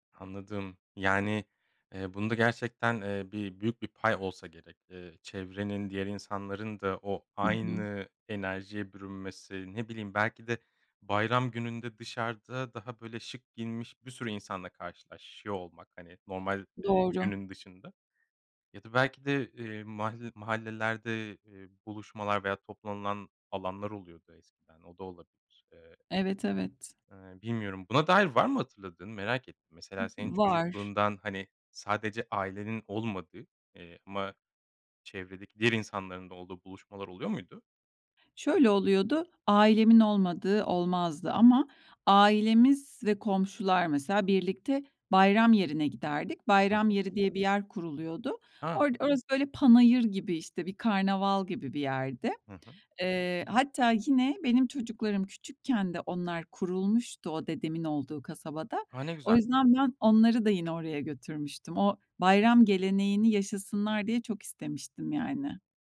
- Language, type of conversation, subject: Turkish, podcast, Çocuklara hangi gelenekleri mutlaka öğretmeliyiz?
- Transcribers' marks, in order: none